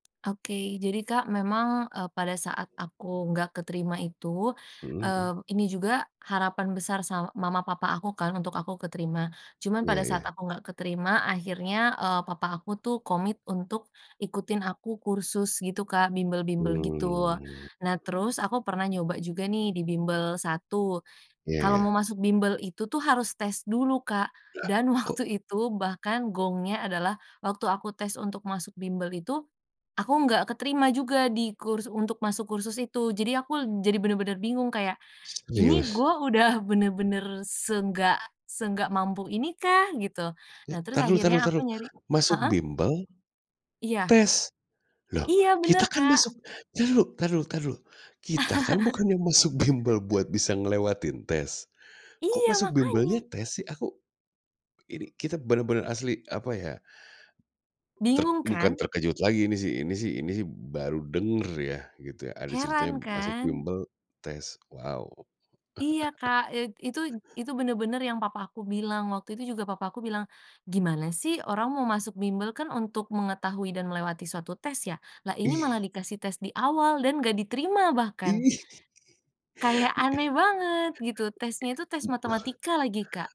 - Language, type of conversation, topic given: Indonesian, podcast, Pernahkah kamu mengalami kegagalan dan belajar dari pengalaman itu?
- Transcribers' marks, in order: other background noise; tapping; laughing while speaking: "udah"; laugh; laughing while speaking: "bimbel"; laugh; laughing while speaking: "Ih"; laugh